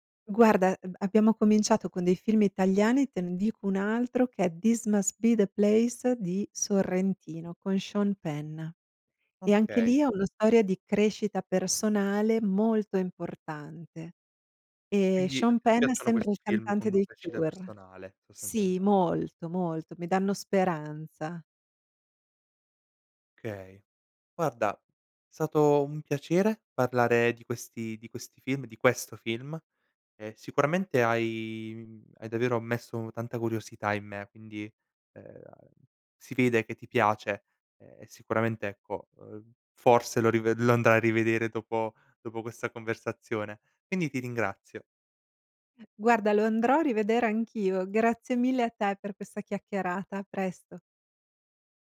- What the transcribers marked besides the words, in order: "Okay" said as "kay"; "stato" said as "sato"; stressed: "questo"; "chiacchierata" said as "chiaccherata"
- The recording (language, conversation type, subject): Italian, podcast, Quale film ti fa tornare subito indietro nel tempo?